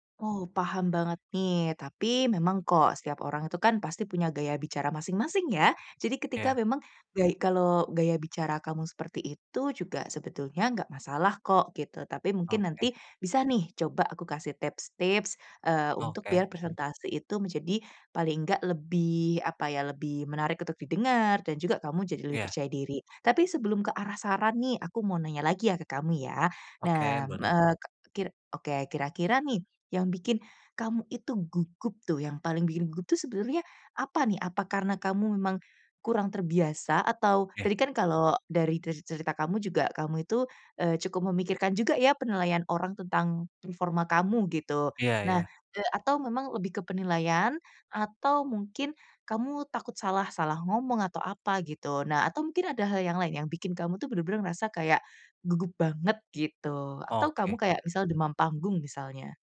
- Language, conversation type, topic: Indonesian, advice, Bagaimana cara mengatasi rasa gugup saat presentasi di depan orang lain?
- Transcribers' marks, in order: none